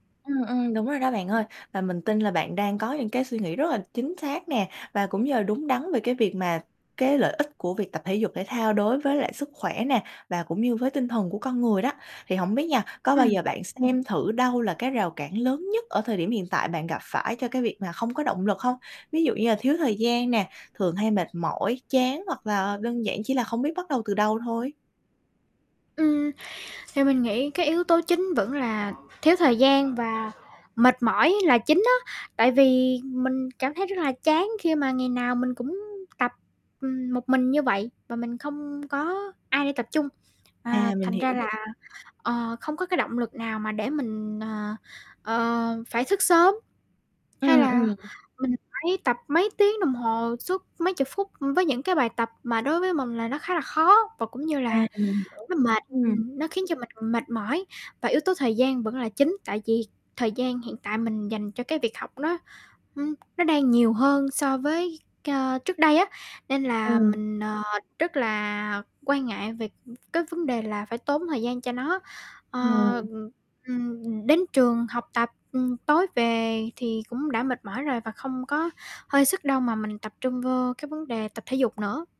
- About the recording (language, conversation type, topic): Vietnamese, advice, Làm thế nào để bạn có thêm động lực tập thể dục đều đặn?
- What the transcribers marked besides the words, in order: static; tapping; background speech; other background noise; distorted speech; unintelligible speech